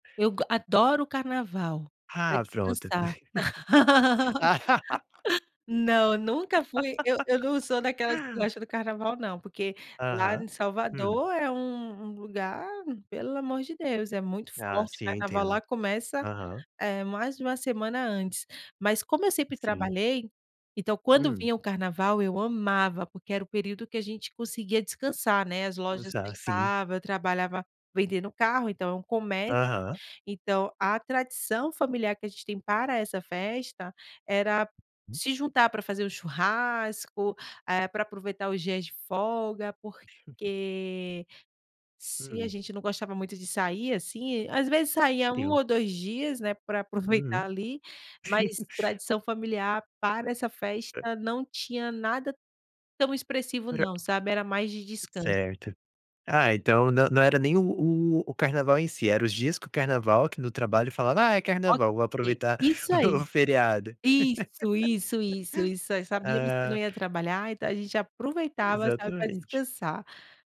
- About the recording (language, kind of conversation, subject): Portuguese, podcast, Você pode me contar uma tradição da sua família?
- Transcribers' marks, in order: laugh; laughing while speaking: "Ah!"; laugh; other noise; laugh; laugh; tapping; laughing while speaking: "do feriado"